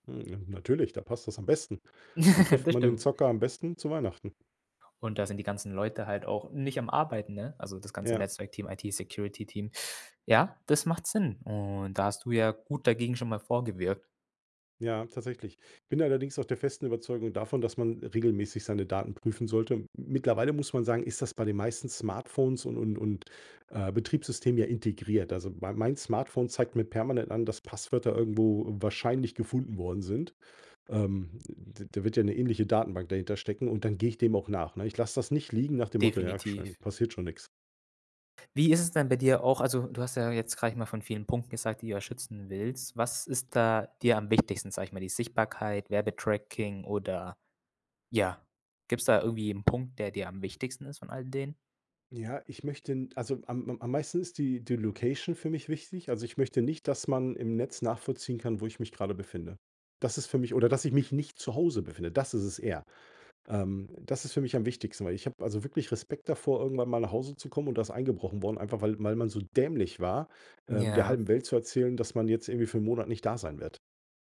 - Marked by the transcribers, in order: giggle; in English: "Location"
- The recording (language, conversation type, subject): German, podcast, Wie wichtig sind dir Datenschutz-Einstellungen in sozialen Netzwerken?